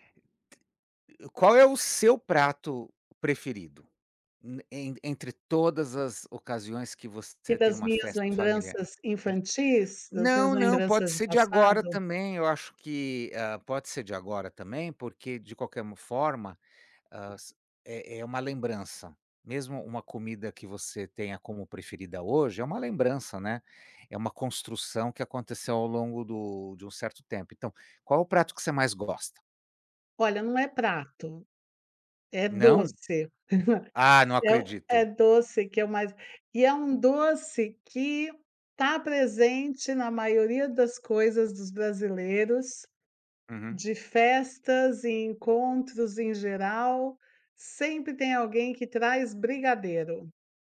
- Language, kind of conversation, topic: Portuguese, unstructured, Você já percebeu como a comida une as pessoas em festas e encontros?
- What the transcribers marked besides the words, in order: other background noise; chuckle; tapping